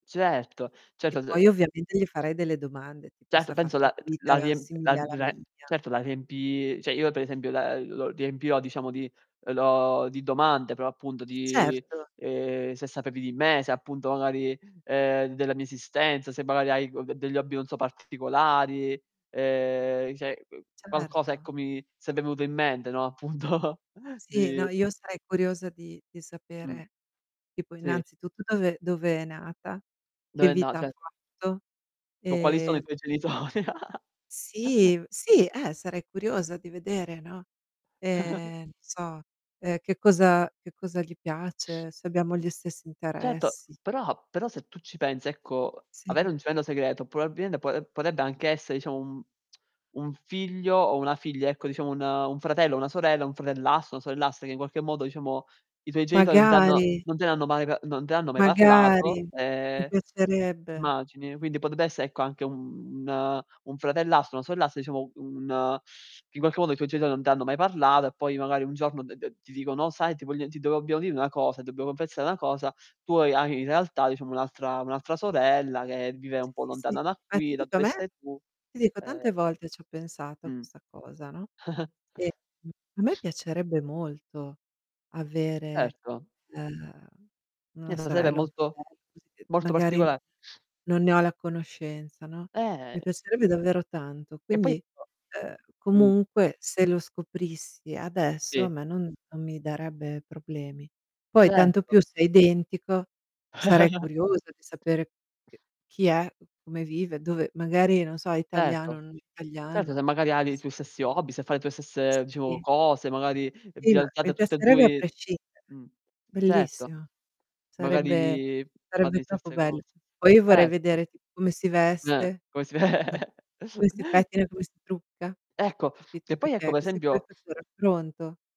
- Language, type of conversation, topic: Italian, unstructured, Come reagiresti se un giorno scoprissi di avere un gemello segreto?
- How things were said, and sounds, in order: distorted speech; tapping; "cioè" said as "ceh"; drawn out: "lo"; unintelligible speech; "cioè" said as "ceh"; "sarebbe" said as "sebbe"; laughing while speaking: "appunto"; other background noise; "cioè" said as "ceh"; laughing while speaking: "genitori"; chuckle; chuckle; "probabilmente" said as "proabimente"; tsk; drawn out: "un"; chuckle; unintelligible speech; chuckle; chuckle; laughing while speaking: "ve"; chuckle